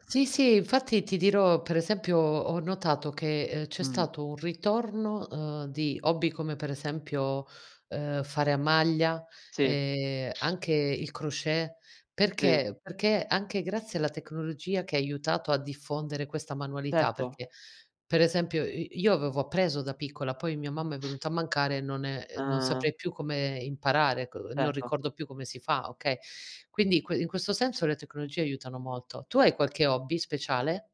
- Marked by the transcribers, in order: sniff; other background noise
- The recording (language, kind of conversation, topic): Italian, unstructured, Quali hobby ti sorprendono per quanto siano popolari oggi?